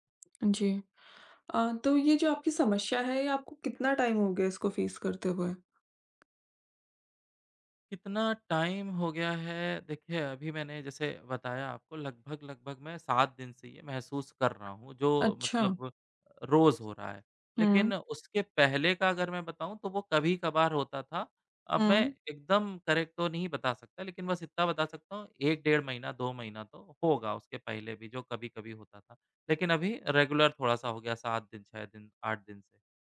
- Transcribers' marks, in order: tapping; in English: "फेस"; in English: "टाइम"; in English: "करेक्ट"; other background noise; in English: "रेगुलर"
- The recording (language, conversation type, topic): Hindi, advice, रात में बार-बार जागना और फिर सो न पाना
- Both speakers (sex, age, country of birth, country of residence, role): female, 25-29, India, India, advisor; male, 30-34, India, India, user